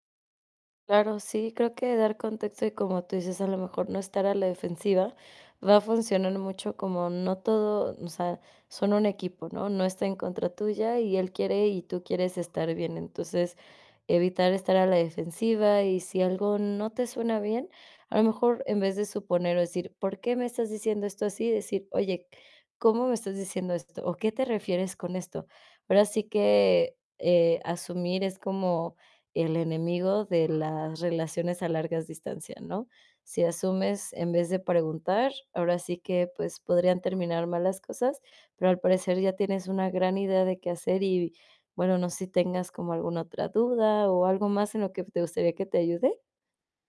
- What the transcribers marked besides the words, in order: none
- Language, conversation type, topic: Spanish, advice, ¿Cómo manejas los malentendidos que surgen por mensajes de texto o en redes sociales?